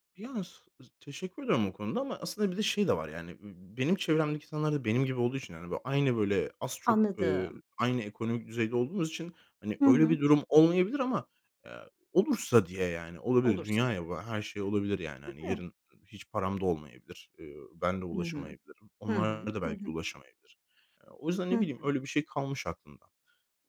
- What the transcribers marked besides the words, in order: other background noise
- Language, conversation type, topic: Turkish, podcast, Mahremiyetini korumak için teknoloji kullanımında hangi sınırları koyuyorsun?